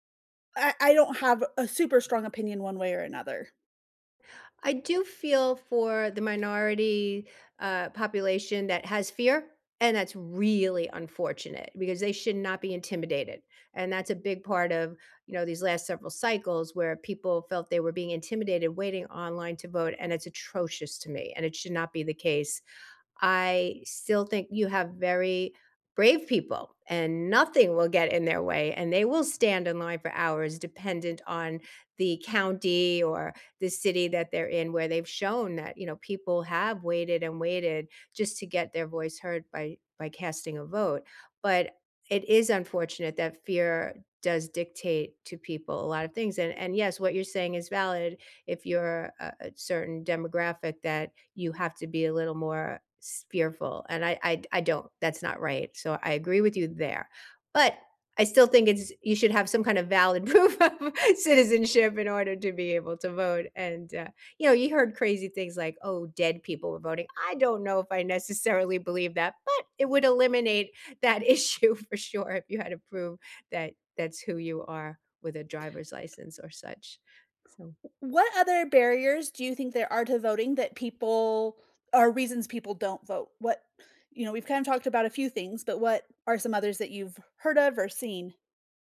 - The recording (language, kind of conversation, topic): English, unstructured, How important is voting in your opinion?
- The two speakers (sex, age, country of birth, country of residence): female, 35-39, United States, United States; female, 65-69, United States, United States
- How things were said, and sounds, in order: tapping; stressed: "really"; laughing while speaking: "proof of"; laughing while speaking: "issue for sure if you had to prove"; other background noise